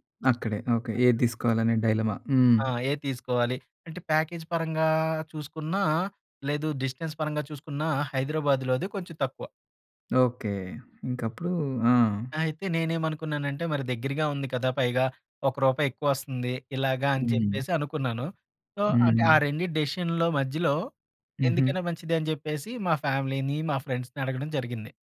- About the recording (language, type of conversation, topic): Telugu, podcast, ఒంటరిగా ముందుగా ఆలోచించి, తర్వాత జట్టుతో పంచుకోవడం మీకు సబబా?
- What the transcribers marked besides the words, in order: other background noise; in English: "డైలమా"; in English: "ప్యాకేజ్"; in English: "డిస్టెన్స్"; in English: "సో"; in English: "ఫ్యామిలీని"; in English: "ఫ్రెండ్స్‌ని"